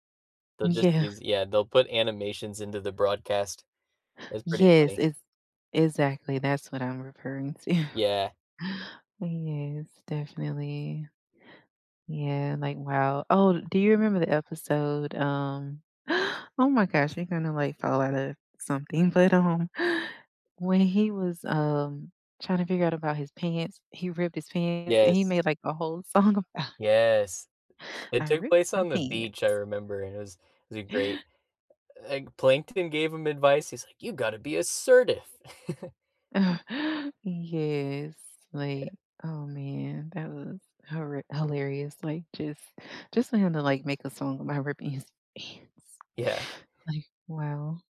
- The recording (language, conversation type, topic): English, unstructured, Which childhood cartoons still make you laugh today, and what moments or characters keep them so funny?
- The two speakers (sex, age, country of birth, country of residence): female, 35-39, United States, United States; male, 25-29, United States, United States
- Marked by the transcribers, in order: laughing while speaking: "Yeah"; laughing while speaking: "to"; gasp; laughing while speaking: "song about"; other background noise; put-on voice: "You gotta be assertive"; chuckle